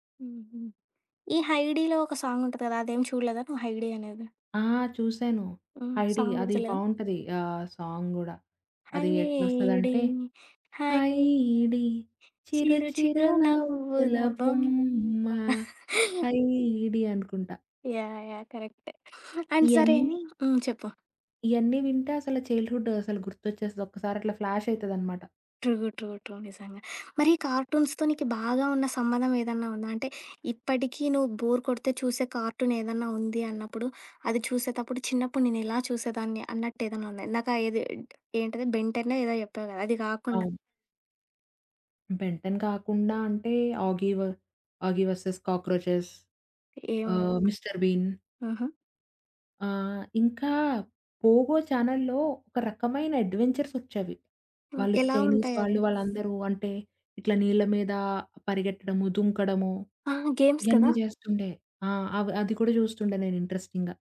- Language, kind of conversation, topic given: Telugu, podcast, మీ చిన్నప్పటి జ్ఞాపకాలను వెంటనే గుర్తుకు తెచ్చే పాట ఏది, అది ఎందుకు గుర్తొస్తుంది?
- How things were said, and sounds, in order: in English: "సాంగ్"; in English: "సాంగ్"; singing: "హైడి. హై చిరు చిరు నవ్వులా బొమ్మా"; singing: "హైడి. చిరు చిరు నవ్వుల బొమ్మా. హైడి"; chuckle; in English: "కరెక్ట్. అండ్"; tapping; in English: "చైల్డ్‌హుడ్"; in English: "ట్రు, ట్రు, ట్రు"; in English: "కార్టూన్స్‌తొ"; in English: "కార్టూన్"; in English: "అడ్వెంచర్స్"; other background noise; in English: "గేమ్స్"; in English: "ఇంట్రెస్టింగ్‌గా"